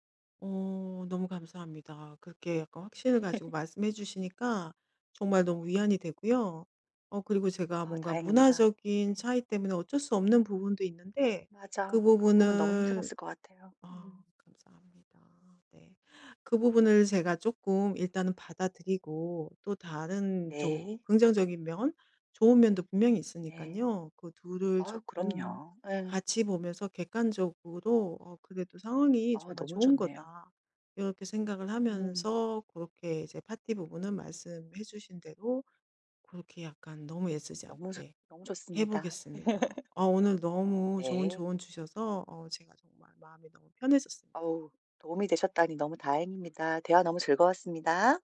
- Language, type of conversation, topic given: Korean, advice, 파티에서 다른 사람들과 잘 어울리지 못할 때 어떻게 하면 좋을까요?
- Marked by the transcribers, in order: laugh; laugh